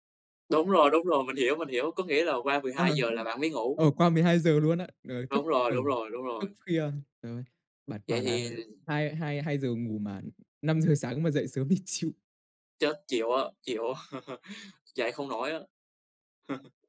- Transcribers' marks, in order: tapping; laughing while speaking: "giờ"; laugh; other background noise; laugh
- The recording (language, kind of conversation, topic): Vietnamese, unstructured, Bạn thích dậy sớm hay thức khuya hơn?
- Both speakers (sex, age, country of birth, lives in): male, 20-24, Vietnam, Vietnam; male, 20-24, Vietnam, Vietnam